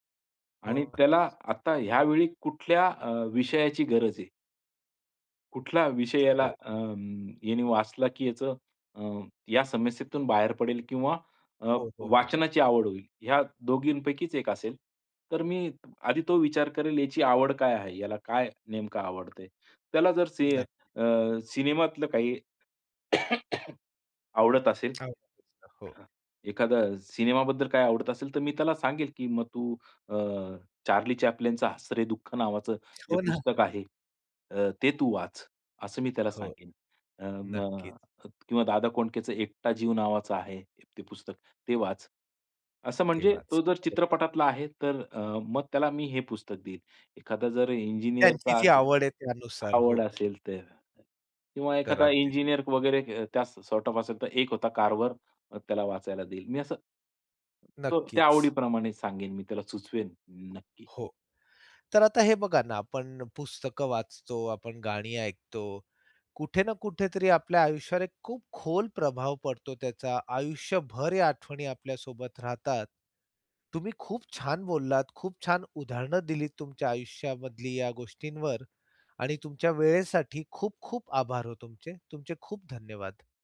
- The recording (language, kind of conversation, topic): Marathi, podcast, कोणती पुस्तकं किंवा गाणी आयुष्यभर आठवतात?
- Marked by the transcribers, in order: tapping; cough; other noise; other background noise; in English: "सॉर्ट ऑफ"